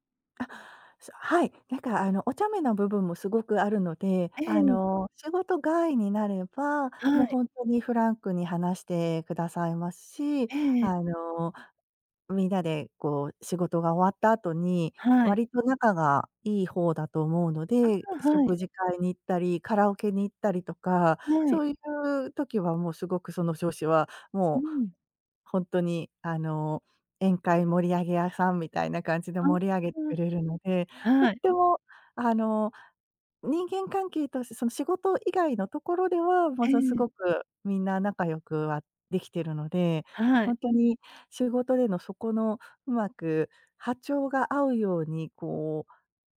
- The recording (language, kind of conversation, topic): Japanese, advice, 上司が交代して仕事の進め方が変わり戸惑っていますが、どう対処すればよいですか？
- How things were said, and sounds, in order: unintelligible speech